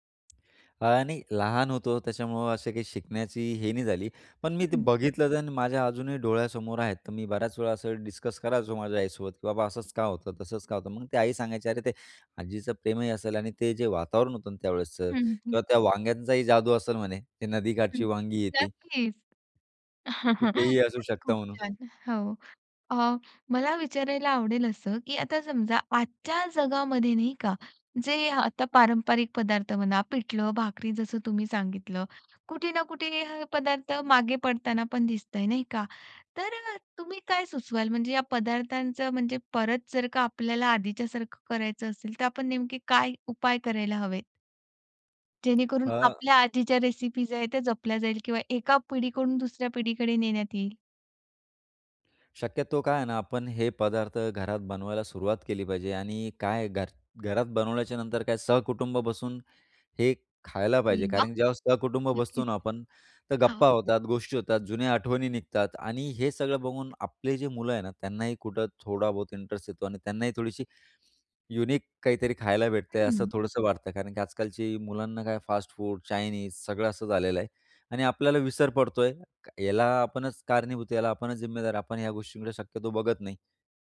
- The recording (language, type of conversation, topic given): Marathi, podcast, तुझ्या आजी-आजोबांच्या स्वयंपाकातली सर्वात स्मरणीय गोष्ट कोणती?
- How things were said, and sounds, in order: other noise; tapping; other background noise; chuckle; in English: "युनिक"